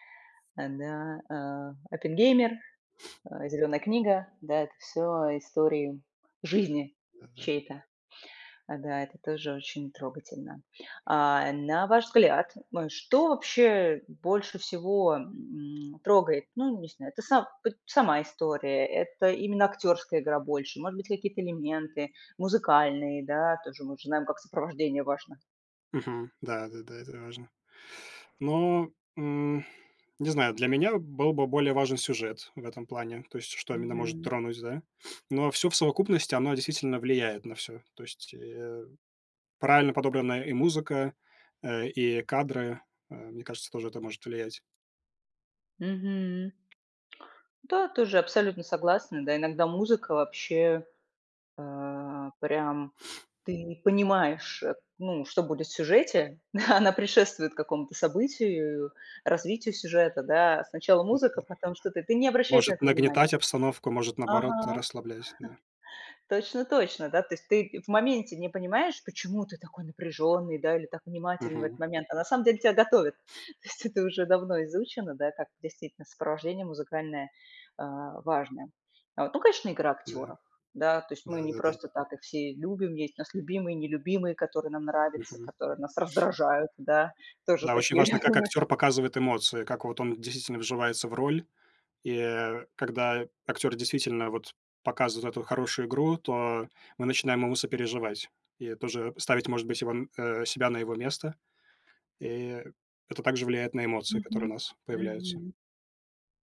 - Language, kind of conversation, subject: Russian, unstructured, Почему фильмы часто вызывают сильные эмоции у зрителей?
- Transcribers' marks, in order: sniff; tapping; sniff; other background noise; sniff; laughing while speaking: "Она"; chuckle; laughing while speaking: "То есть"; sniff; sniff; laughing while speaking: "такие я думаю чт"